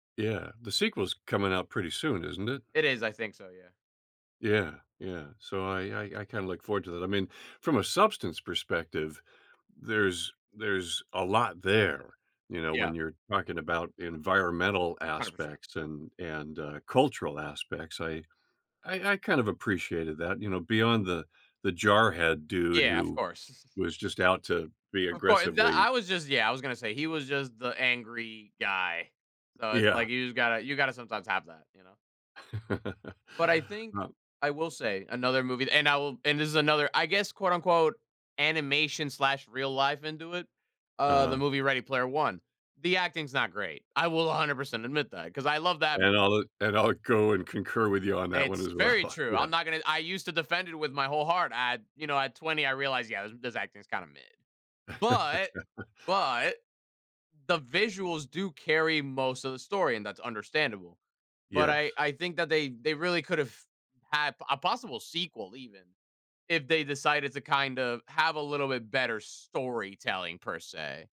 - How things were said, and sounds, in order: stressed: "substance"; stressed: "cultural"; laughing while speaking: "course"; other background noise; laugh; laughing while speaking: "and I'll"; laughing while speaking: "well"; laugh; stressed: "But"; "had" said as "hap"
- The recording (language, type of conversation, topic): English, unstructured, How should I weigh visual effects versus storytelling and acting?